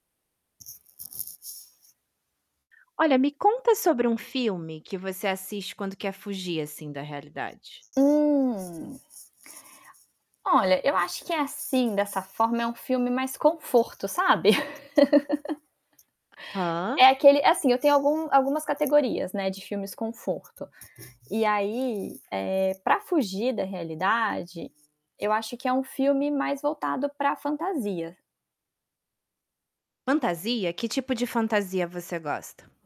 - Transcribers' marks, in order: other background noise; static; drawn out: "Hum"; laugh; distorted speech
- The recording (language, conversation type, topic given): Portuguese, podcast, Qual é o filme que você assiste quando quer fugir da realidade?